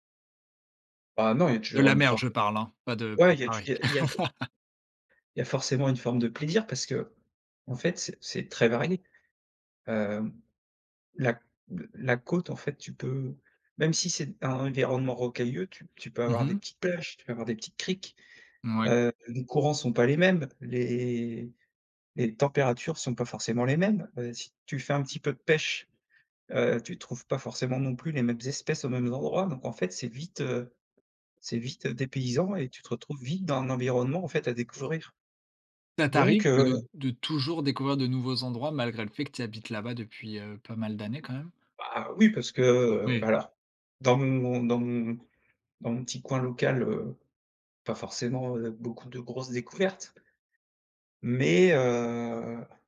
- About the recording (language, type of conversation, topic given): French, podcast, Quel bruit naturel t’apaise instantanément ?
- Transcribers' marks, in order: laugh; stressed: "pêche"